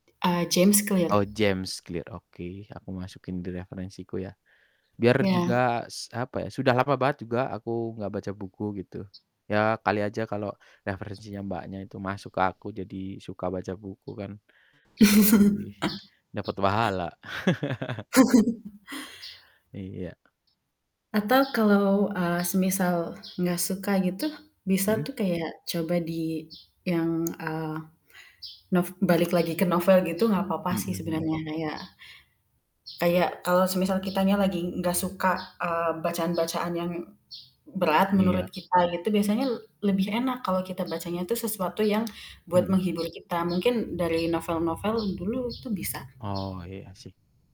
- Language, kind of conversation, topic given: Indonesian, unstructured, Di antara membaca buku dan menonton film, mana yang lebih Anda sukai?
- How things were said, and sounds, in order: other background noise; static; chuckle; chuckle; other street noise